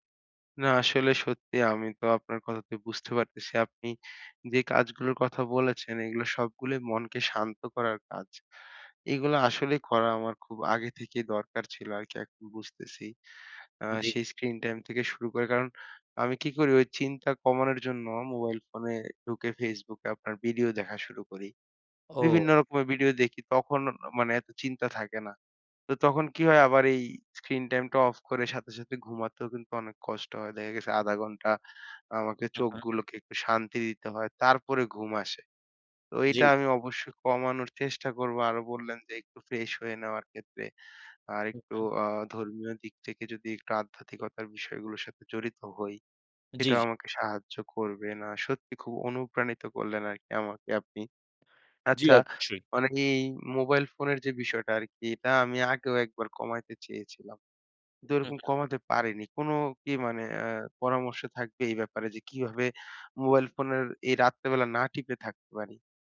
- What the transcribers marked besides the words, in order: breath
- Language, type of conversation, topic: Bengali, advice, বারবার ভীতিকর স্বপ্ন দেখে শান্তিতে ঘুমাতে না পারলে কী করা উচিত?
- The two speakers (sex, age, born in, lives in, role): male, 20-24, Bangladesh, Bangladesh, advisor; male, 25-29, Bangladesh, Bangladesh, user